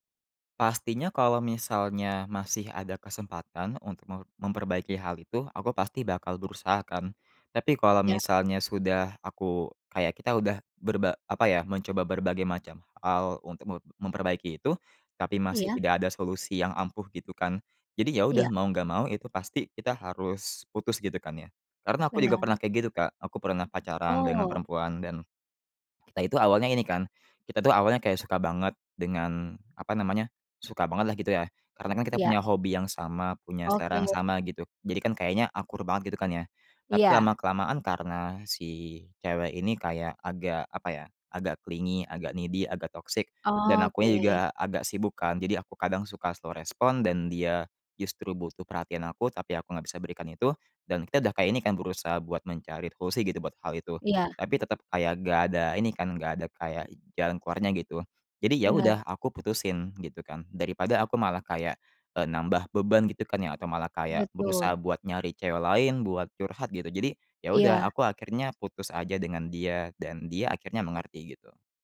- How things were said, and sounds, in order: in English: "clingy"; in English: "needy"; in English: "slow"
- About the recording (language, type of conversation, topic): Indonesian, podcast, Bisakah kamu menceritakan pengalaman ketika orang tua mengajarkan nilai-nilai hidup kepadamu?